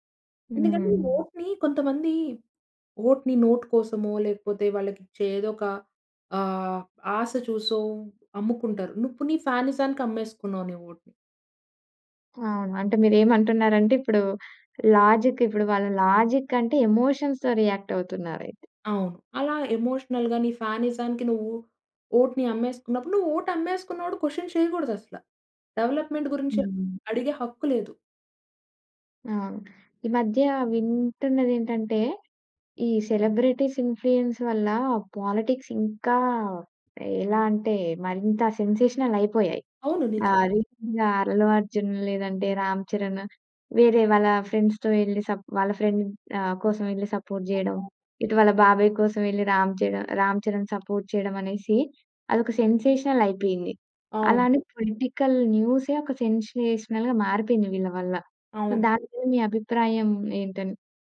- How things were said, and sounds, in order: other background noise; in English: "ఓట్‌ని"; in English: "ఓట్‌ని నోట్"; in English: "ఓట్‌ని"; in English: "లాజిక్"; in English: "లాజిక్"; in English: "ఎమోషన్స్‌తో రియాక్ట్"; in English: "ఎమోషనల్‌గా"; in English: "ఓట్‌ని"; in English: "ఓట్"; in English: "క్వెషన్"; in English: "డెవలప్మెంట్"; tapping; in English: "సెలబ్రిటీస్ ఇన్‌ఫ్లుయెన్స్"; in English: "పాలిటిక్స్"; in English: "సెన్సేషనల్"; in English: "రీసెంట్‌గా"; in English: "ఫ్రెండ్స్‌తో"; in English: "సపోర్ట్"; in English: "సపోర్ట్"; in English: "సెన్సేషనల్"; in English: "పొలిటికల్"; in English: "సెన్సేషనల్‌గా"; in English: "సొ"
- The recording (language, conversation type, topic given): Telugu, podcast, సెలబ్రిటీలు రాజకీయ విషయాలపై మాట్లాడితే ప్రజలపై ఎంత మేర ప్రభావం పడుతుందనుకుంటున్నారు?